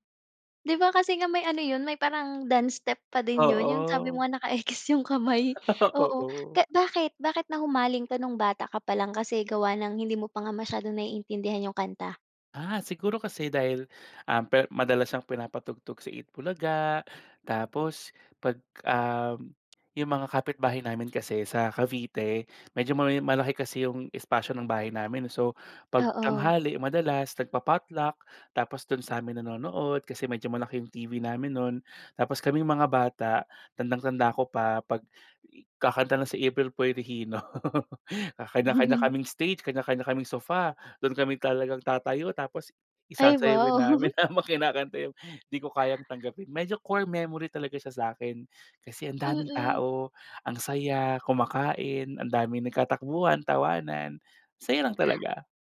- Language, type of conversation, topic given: Filipino, podcast, May kanta ka bang may koneksyon sa isang mahalagang alaala?
- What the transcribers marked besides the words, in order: other background noise; laughing while speaking: "naka-ekis 'yong kamay"; laugh; giggle; tapping; laugh; laughing while speaking: "habang kinakanta"; chuckle; in English: "core memory"